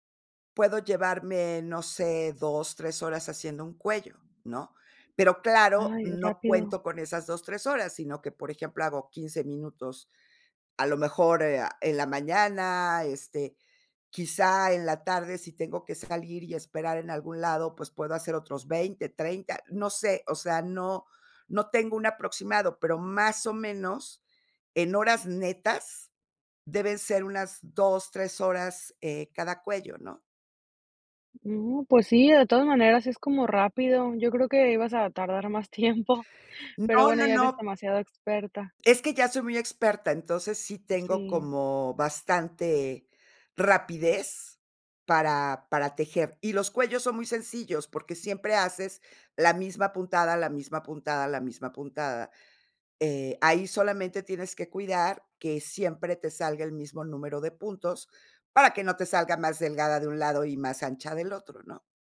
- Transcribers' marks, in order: tapping; laughing while speaking: "tiempo"
- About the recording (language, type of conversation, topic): Spanish, podcast, ¿Cómo encuentras tiempo para crear entre tus obligaciones?